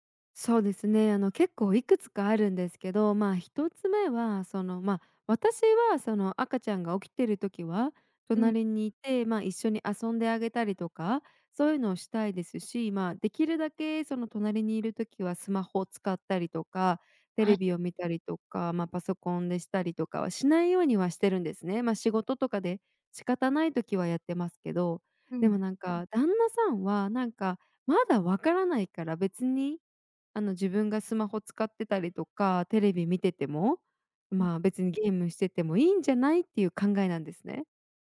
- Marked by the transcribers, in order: none
- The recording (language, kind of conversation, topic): Japanese, advice, 配偶者と子育ての方針が合わないとき、どのように話し合えばよいですか？